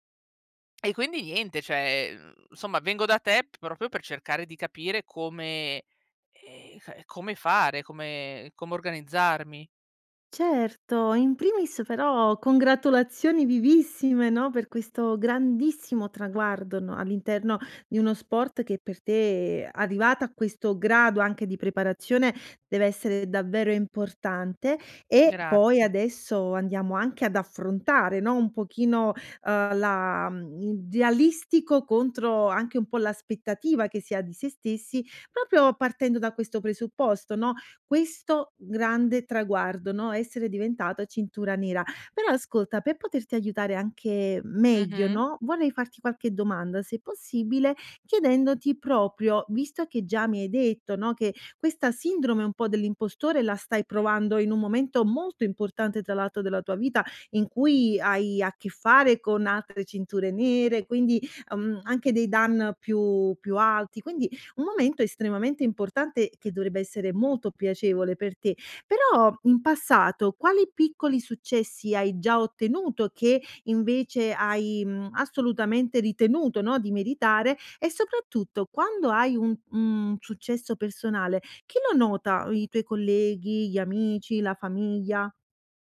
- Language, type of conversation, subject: Italian, advice, Come posso gestire la sindrome dell’impostore nonostante piccoli successi iniziali?
- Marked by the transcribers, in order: "cioè" said as "ceh"; "proprio" said as "propio"